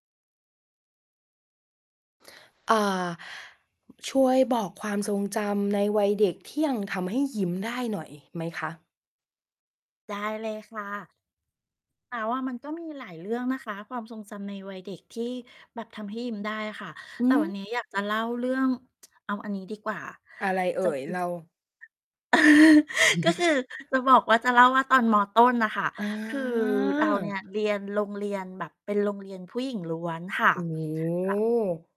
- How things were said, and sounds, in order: tsk; tapping; chuckle; distorted speech
- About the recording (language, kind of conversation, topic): Thai, podcast, คุณมีความทรงจำวัยเด็กเรื่องไหนที่ยังทำให้ยิ้มได้อยู่บ้าง?